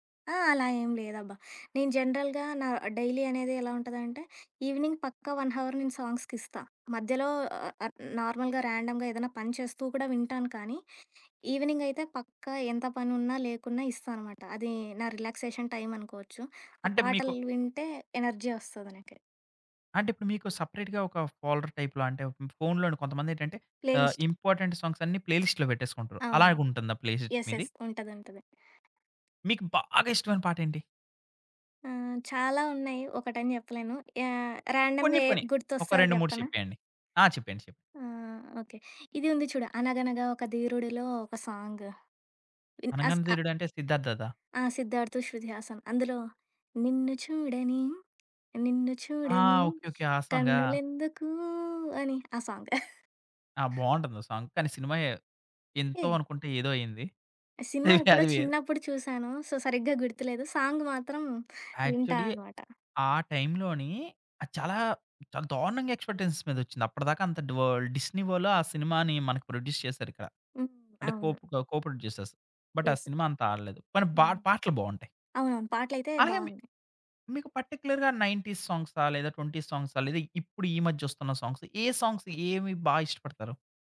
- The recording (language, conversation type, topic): Telugu, podcast, నీకు హృదయానికి అత్యంత దగ్గరగా అనిపించే పాట ఏది?
- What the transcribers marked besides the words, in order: in English: "జనరల్‌గా"; in English: "డైలీ"; in English: "ఈవినింగ్"; in English: "వన్ హవర్"; in English: "సాంగ్స్‌కిస్తా"; in English: "నార్మల్‌గా, ర్యాండమ్‌గా"; other background noise; in English: "రిలాక్సేషన్"; in English: "ఎనర్జీ"; in English: "సెపరేట్‌గా"; in English: "ఫోల్డర్ టైప్‌లాంటి"; in English: "ఇంపార్టెంట్"; in English: "ప్లేలిస్ట్"; in English: "ప్లేలిస్ట్‌లో"; in English: "యెస్. యెస్"; in English: "ప్లేలిస్ట్"; stressed: "బాగా"; in English: "ర్యాండమ్‌గా"; tapping; singing: "నిన్ను చూడనీ, నిన్ను చూడనీ కన్నులెందుకూ అని"; in English: "సాంగ్"; giggle; in English: "సాంగ్"; giggle; in English: "సో"; in English: "యాక్చువల్లీ"; in English: "ఎక్స్‌పెక్టేషన్స్"; in English: "వల్డ్"; in English: "ప్రొడ్యూస్"; in English: "కో‌ప్రొడ్యూసర్స్ . బట్"; in English: "యెస్"; in English: "పర్టిక్యులర్‌గా నైన్టీస్ సాంగ్స్"; in English: "ట్వెంటీస్"; in English: "సాంగ్స్?"; in English: "సాంగ్స్"